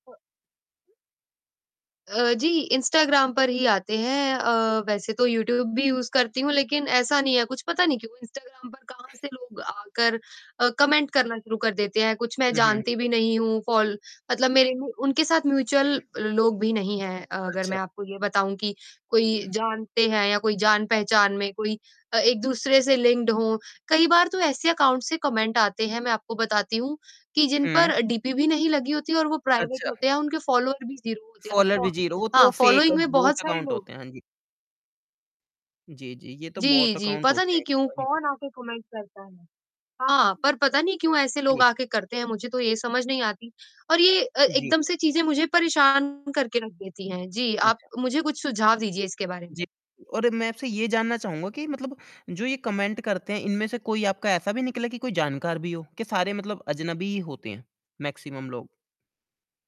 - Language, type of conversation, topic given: Hindi, advice, सोशल मीडिया पर नकारात्मक टिप्पणियों से आपको किस तरह परेशानी हो रही है?
- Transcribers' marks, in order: distorted speech; in English: "यूज़"; in English: "कमेंट"; in English: "म्यूच्यूअल"; in English: "लिंक्ड"; in English: "कमेंट"; in English: "प्राइवेट"; in English: "ज़ीरो"; in English: "ज़ीरो"; in English: "फेक"; other noise; in English: "कमेंट"; static; in English: "कमेंट"; in English: "मैक्सिमम"